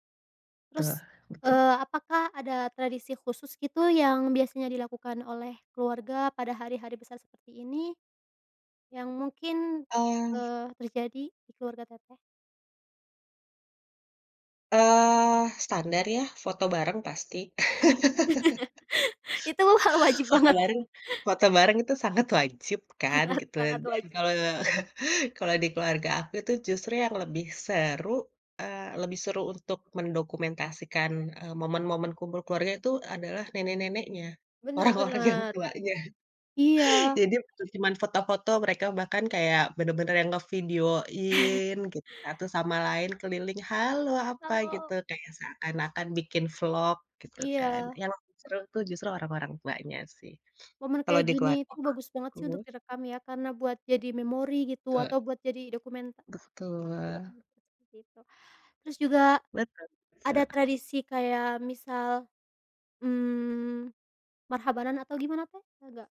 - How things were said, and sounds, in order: chuckle; other background noise; chuckle; laughing while speaking: "Itu hal wajib banget"; chuckle; laughing while speaking: "Sangat"; laughing while speaking: "orang-orang yang tuanya"; chuckle; tapping; sniff
- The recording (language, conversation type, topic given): Indonesian, unstructured, Bagaimana perayaan hari besar memengaruhi hubungan keluarga?